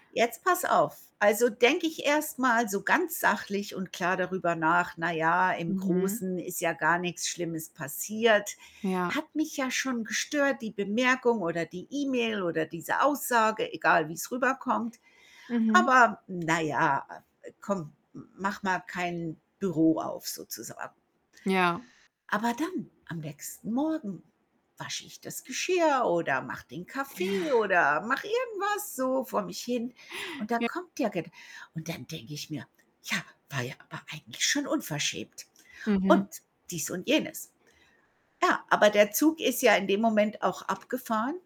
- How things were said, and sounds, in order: static; other background noise; distorted speech
- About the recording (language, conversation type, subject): German, unstructured, Wie kannst du verhindern, dass ein Streit eskaliert?